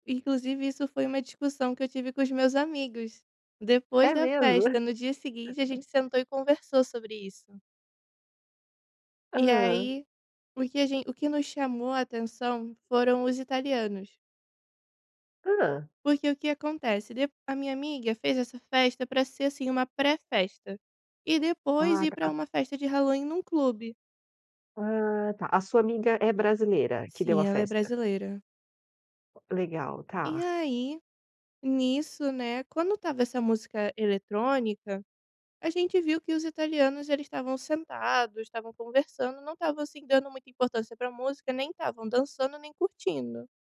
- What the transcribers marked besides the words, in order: laugh
- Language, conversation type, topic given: Portuguese, podcast, Como montar uma playlist compartilhada que todo mundo curta?